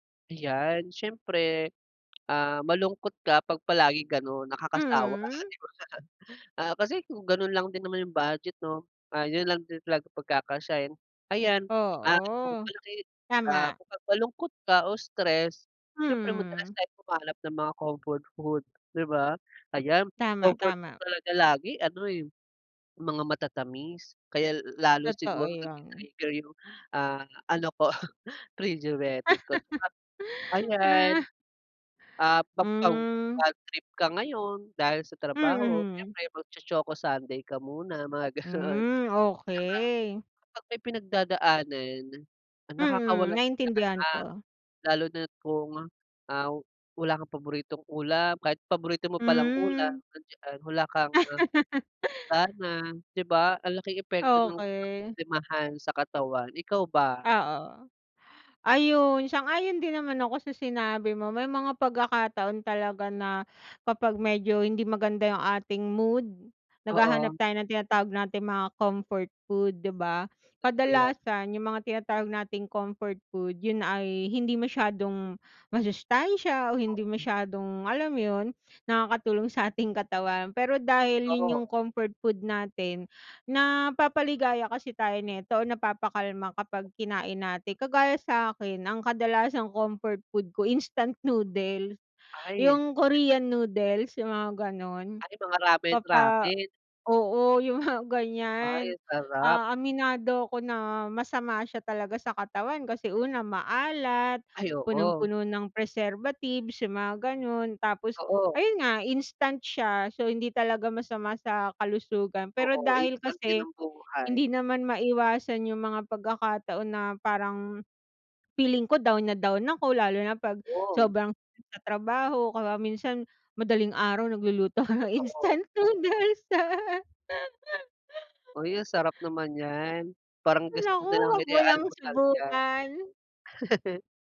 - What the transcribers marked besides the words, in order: laughing while speaking: "ano ko frigeritic ko"; in English: "frigeritic"; laughing while speaking: "Ah"; unintelligible speech; snort; in Japanese: "ramen, ramen"; anticipating: "Ay oo"; laughing while speaking: "nagluluto ako ng instant noodles"; laugh; laugh
- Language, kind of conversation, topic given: Filipino, unstructured, Paano mo pinipili ang mga pagkaing kinakain mo araw-araw?